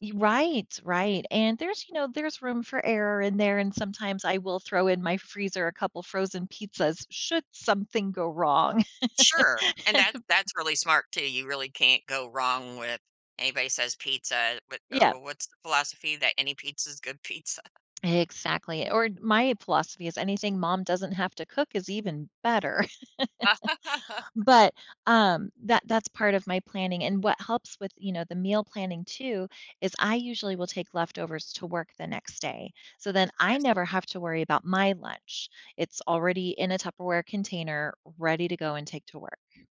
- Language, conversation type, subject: English, unstructured, How can I tweak my routine for a rough day?
- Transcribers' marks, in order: laugh; laughing while speaking: "pizza?"; laugh